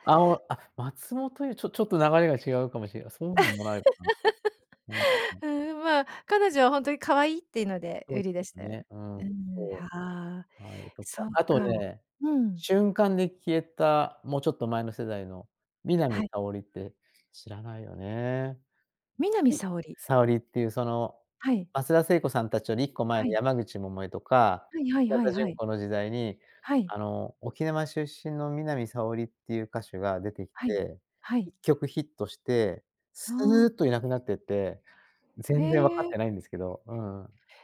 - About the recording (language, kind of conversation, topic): Japanese, podcast, 心に残っている曲を1曲教えてもらえますか？
- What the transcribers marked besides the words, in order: laugh; other noise